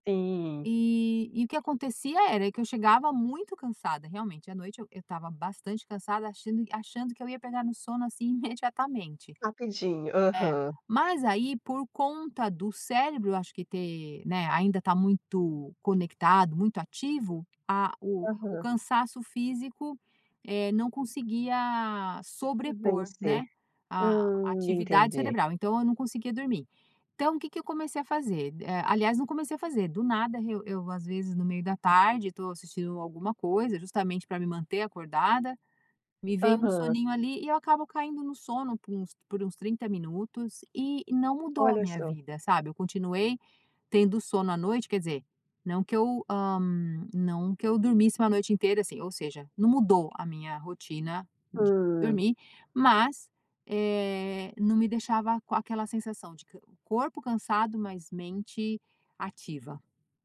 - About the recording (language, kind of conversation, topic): Portuguese, podcast, Como é o seu ritual para dormir?
- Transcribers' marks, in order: tapping